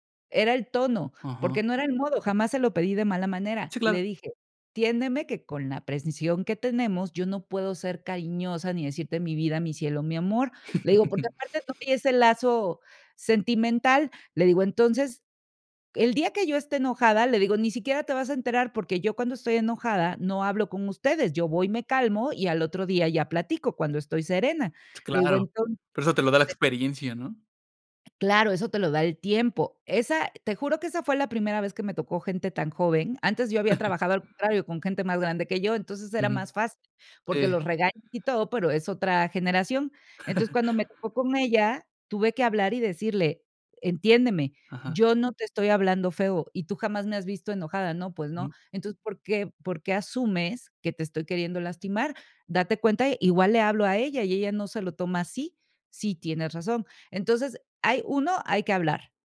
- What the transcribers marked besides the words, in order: other background noise; chuckle; unintelligible speech; chuckle; chuckle
- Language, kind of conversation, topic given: Spanish, podcast, ¿Qué consejos darías para llevarse bien entre generaciones?